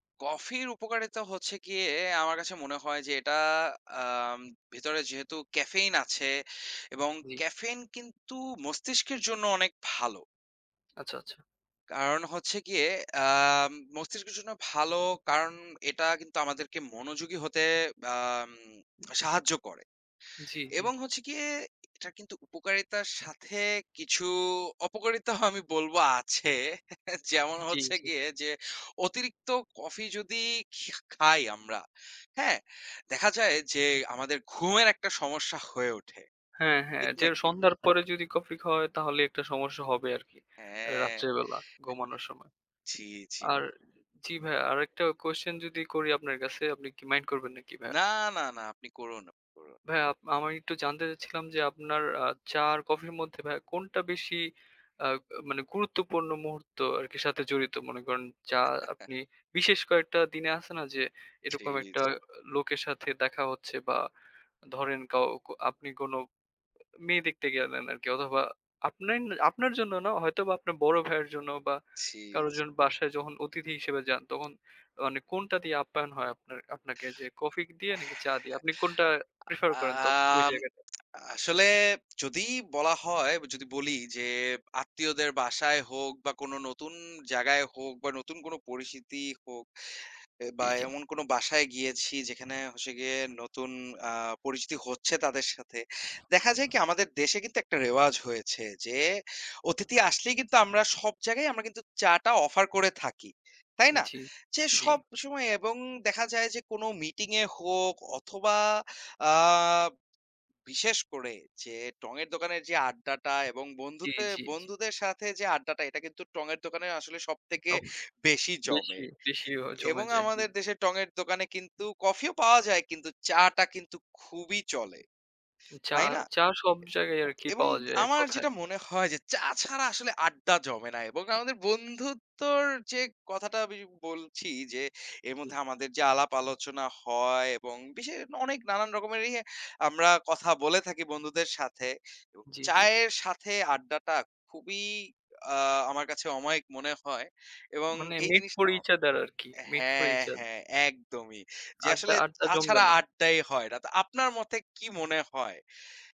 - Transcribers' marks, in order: other background noise; unintelligible speech; chuckle; "ঘুমানোর" said as "গুমানোর"; chuckle; tapping; other noise; "বিশেষ" said as "বিশে"
- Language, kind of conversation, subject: Bengali, unstructured, চা আর কফির মধ্যে আপনার প্রথম পছন্দ কোনটি?